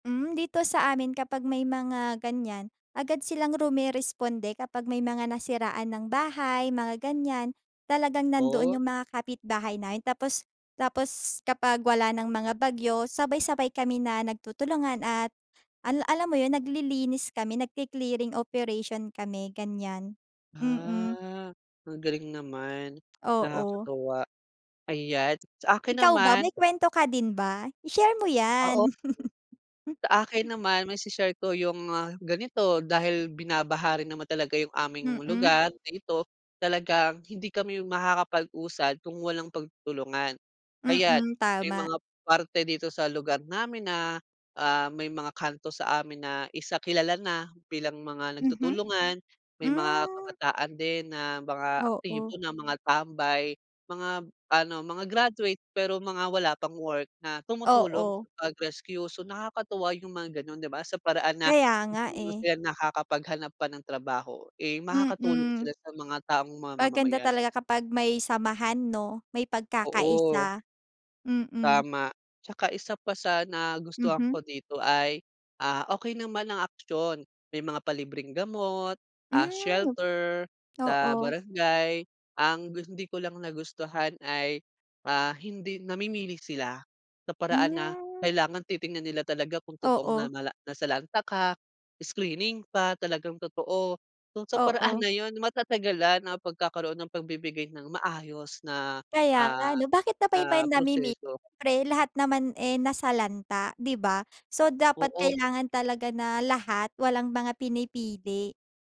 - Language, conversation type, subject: Filipino, unstructured, Paano mo tinitingnan ang mga epekto ng mga likás na kalamidad?
- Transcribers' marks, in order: in English: "nagke-clearing operation"; other background noise; in English: "maise-share"; in English: "graduate"; in English: "work"; in English: "pag-rescue"; tapping; in English: "shelter"; in English: "screening"